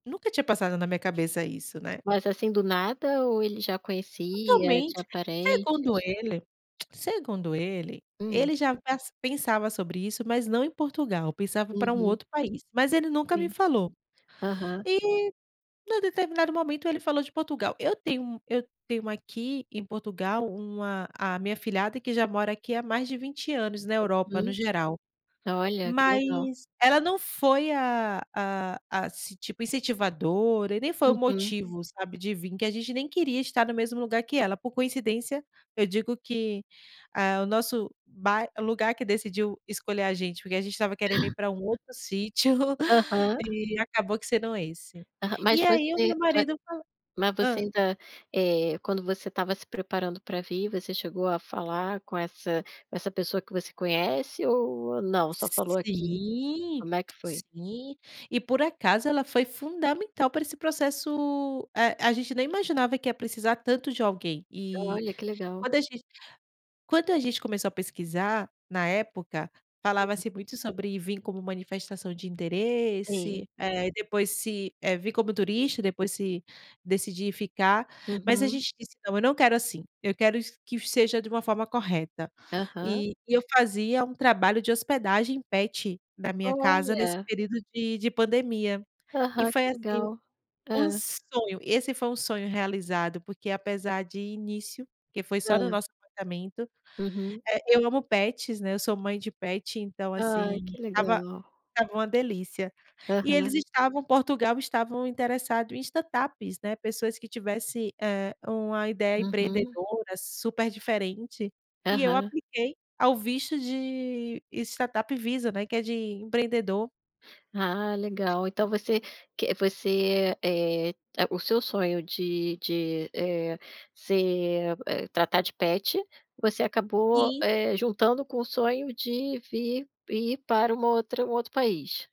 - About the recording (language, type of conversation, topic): Portuguese, podcast, Como você decide quando seguir um sonho ou ser mais prático?
- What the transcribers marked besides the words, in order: tapping; laugh; chuckle; in English: "startups"; other noise